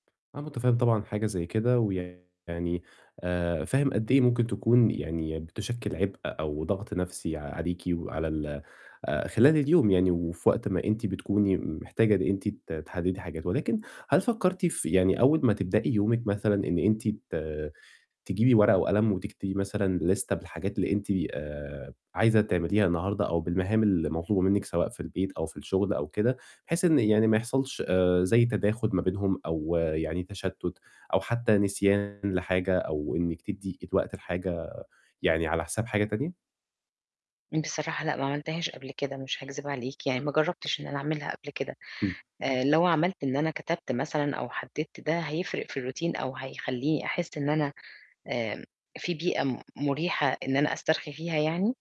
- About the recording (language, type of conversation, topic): Arabic, advice, إزاي أجهّز جو مريح في البيت يساعدني أهدى وأرتاح لما بحس إني مش قادر أسترخي؟
- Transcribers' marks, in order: tapping; distorted speech; in English: "ليستة"; in English: "الRountine"